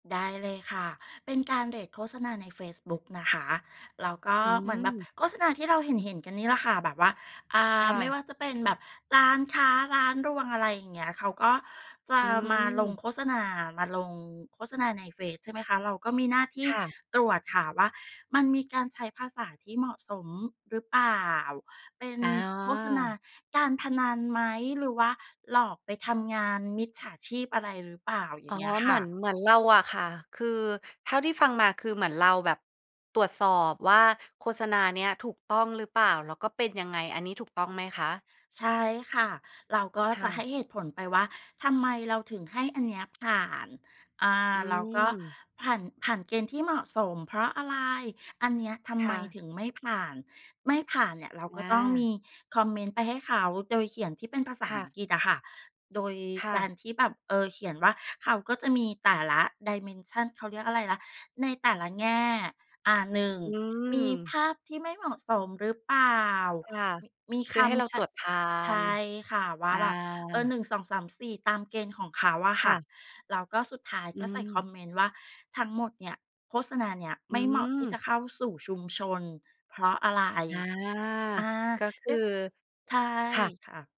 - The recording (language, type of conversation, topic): Thai, podcast, คุณช่วยเล่าเหตุการณ์ที่ทำให้คุณภูมิใจในการทำงานให้ฟังหน่อยได้ไหม?
- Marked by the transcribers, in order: in English: "dimension"